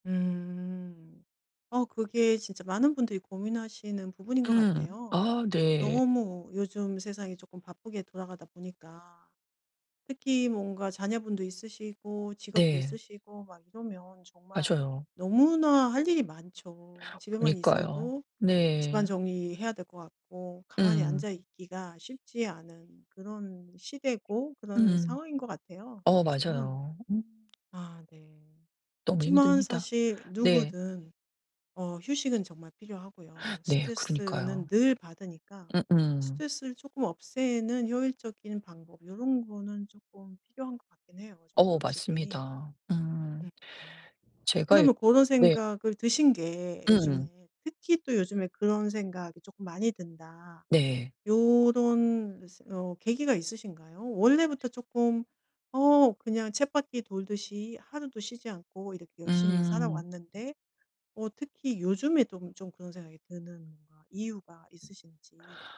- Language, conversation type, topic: Korean, advice, 휴일을 스트레스 없이 편안하고 즐겁게 보내려면 어떻게 해야 하나요?
- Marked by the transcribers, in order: other background noise; tapping; gasp